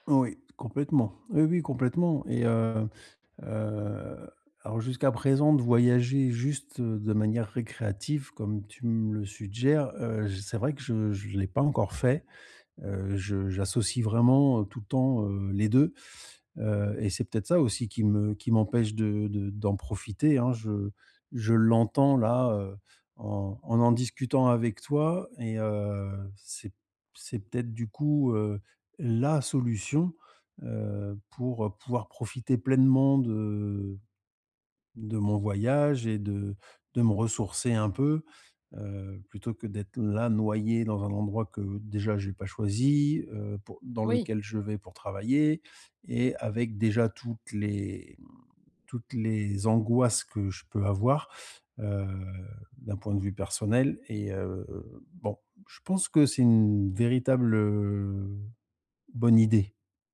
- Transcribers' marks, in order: tapping; stressed: "la"
- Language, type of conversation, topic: French, advice, Comment gérer la fatigue et les imprévus en voyage ?
- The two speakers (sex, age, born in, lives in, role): female, 30-34, France, France, advisor; male, 50-54, France, Spain, user